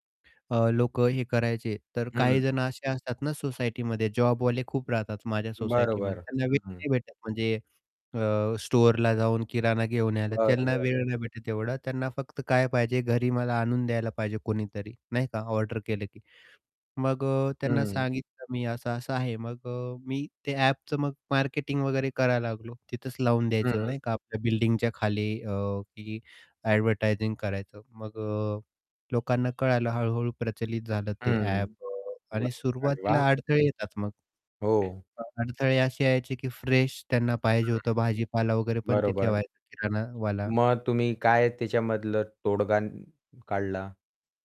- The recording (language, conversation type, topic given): Marathi, podcast, तुम्ही नवीन कल्पना कशा शोधता?
- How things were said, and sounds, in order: static; distorted speech; other background noise; in English: "ॲडव्हर्टायझिंग"; unintelligible speech; in English: "फ्रेश"